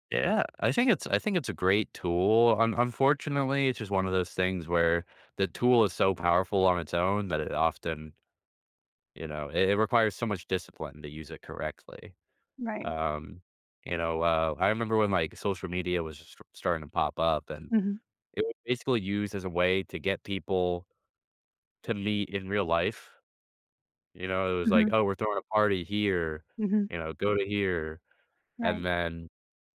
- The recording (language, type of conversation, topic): English, unstructured, What are some meaningful ways to build new friendships as your life changes?
- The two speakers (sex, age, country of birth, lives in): female, 50-54, United States, United States; male, 25-29, United States, United States
- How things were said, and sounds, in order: other background noise